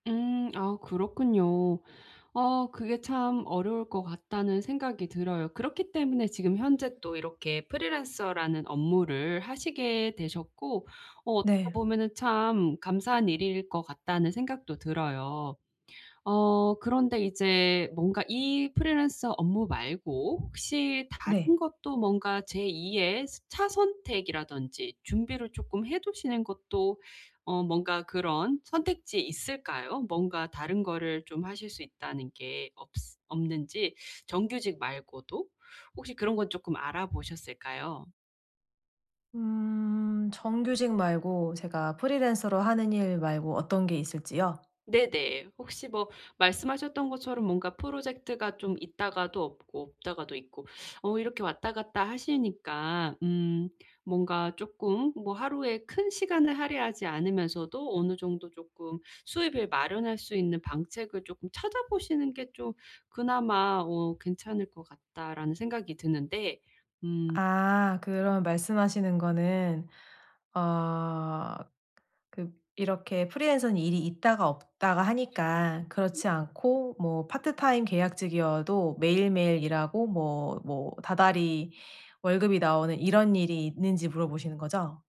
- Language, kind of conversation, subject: Korean, advice, 수입과 일의 의미 사이에서 어떻게 균형을 찾을 수 있을까요?
- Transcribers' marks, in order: "차선책" said as "차선택"; other background noise